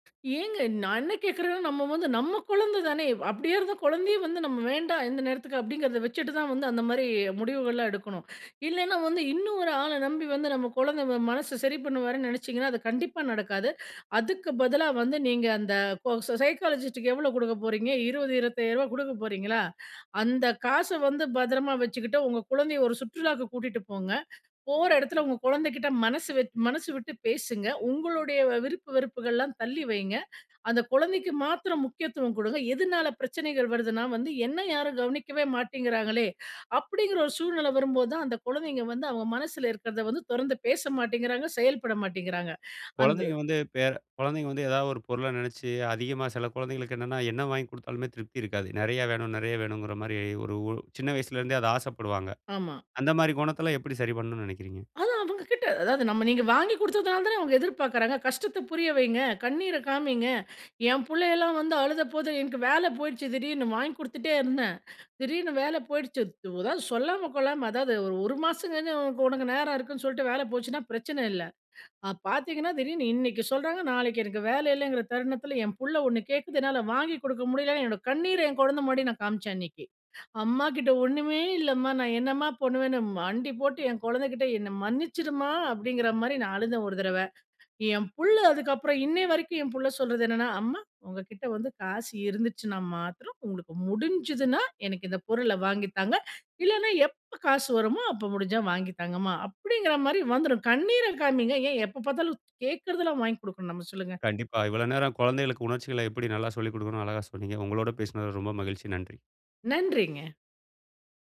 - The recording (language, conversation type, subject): Tamil, podcast, குழந்தைகளுக்கு உணர்ச்சிகளைப் பற்றி எப்படி விளக்குவீர்கள்?
- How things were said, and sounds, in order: other background noise; in English: "சைக்காலஜிஸ்ட்க்கு"; "மாசம் சென்னு" said as "மாசங்கன்னு"; sad: "அம்மாகிட்ட ஒண்ணுமே இல்லம்மா நான் என்னம்மா பண்ணுவேன்னு"; sad: "என்ன மன்னிச்சிரும்மா!"